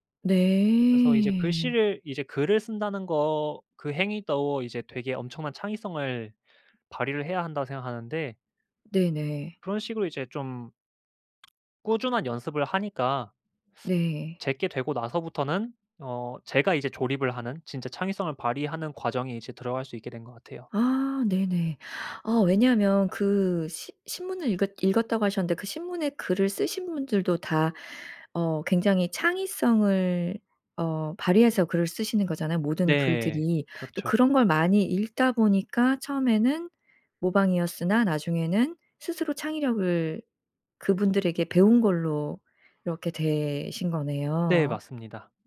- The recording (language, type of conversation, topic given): Korean, podcast, 초보자가 창의성을 키우기 위해 어떤 연습을 하면 좋을까요?
- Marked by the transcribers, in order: tapping; other background noise